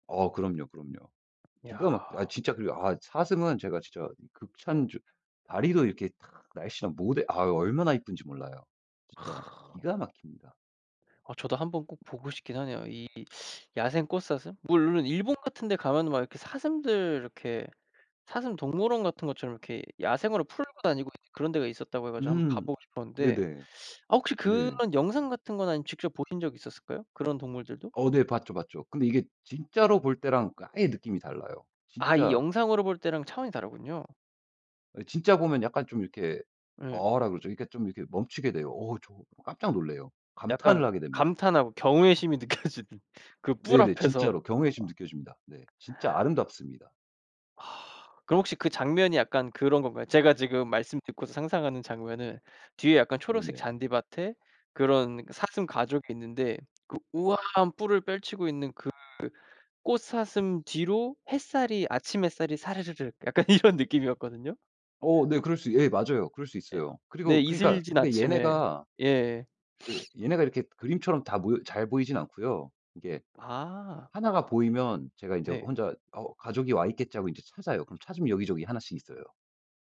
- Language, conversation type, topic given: Korean, podcast, 야생동물과 마주친 적이 있나요? 그때 어땠나요?
- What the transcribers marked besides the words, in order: other background noise; other noise; tapping; laughing while speaking: "느껴지는"; "펼치고" said as "뼐치고"; sniff